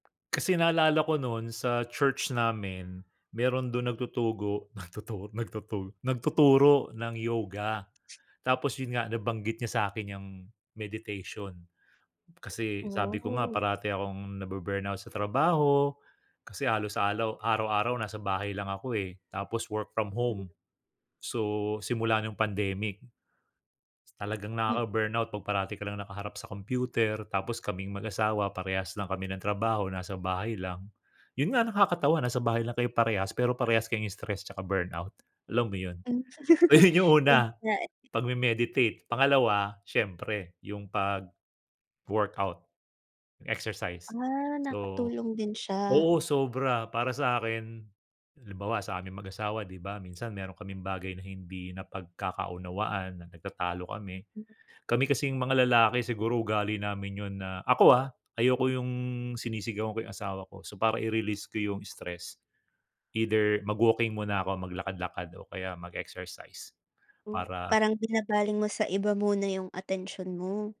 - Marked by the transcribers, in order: tapping; other background noise; giggle; laughing while speaking: "Ayun"
- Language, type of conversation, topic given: Filipino, podcast, Ano ang ginagawa mo para mabawasan ang stress?